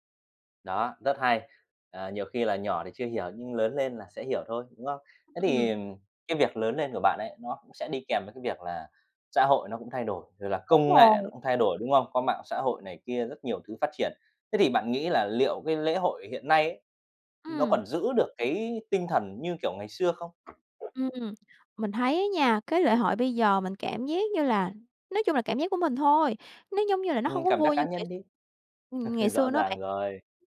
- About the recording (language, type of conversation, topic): Vietnamese, podcast, Bạn nhớ nhất lễ hội nào trong tuổi thơ?
- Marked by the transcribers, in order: other background noise; tapping; laugh